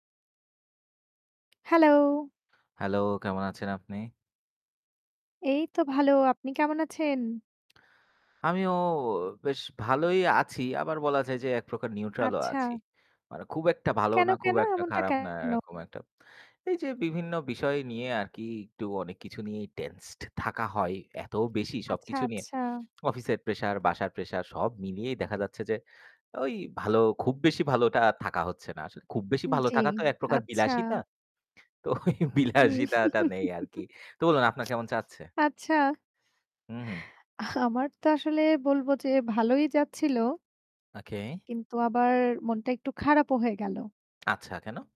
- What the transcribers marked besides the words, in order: distorted speech; laughing while speaking: "তো ওই বিলাসিতাটা নেই আর কি"; chuckle; other background noise
- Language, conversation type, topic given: Bengali, unstructured, কেন অনেকেই কোনো শখ শুরু করলেও তা ধারাবাহিকভাবে চালিয়ে যেতে পারেন না?